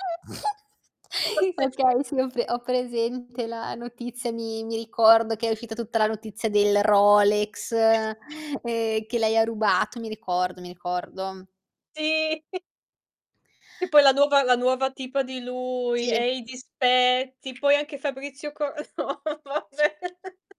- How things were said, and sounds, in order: snort; unintelligible speech; other noise; laughing while speaking: "Sì"; mechanical hum; distorted speech; tapping; laughing while speaking: "no, vabbè"; chuckle
- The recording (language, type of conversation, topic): Italian, unstructured, Ti infastidisce quando i media esagerano le notizie sullo spettacolo?